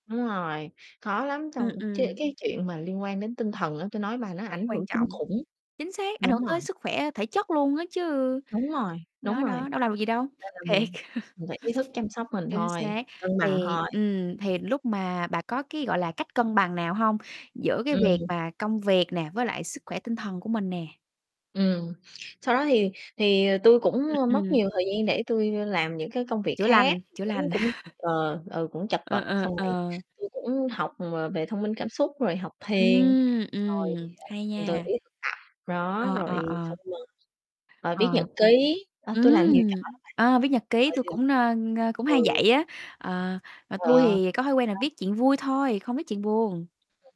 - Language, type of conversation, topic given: Vietnamese, unstructured, Bạn có sợ bị mất việc nếu thừa nhận mình đang căng thẳng hoặc bị trầm cảm không?
- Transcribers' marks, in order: tapping; distorted speech; other background noise; chuckle; chuckle; unintelligible speech; unintelligible speech; unintelligible speech